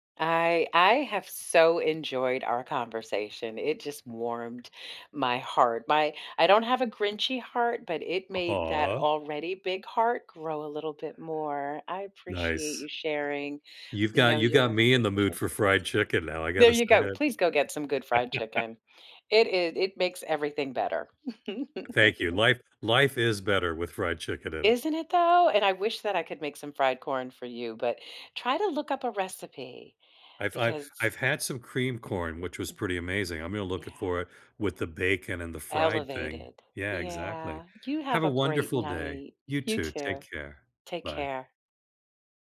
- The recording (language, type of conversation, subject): English, unstructured, How can I use food to connect with my culture?
- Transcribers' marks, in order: other background noise; laugh; laugh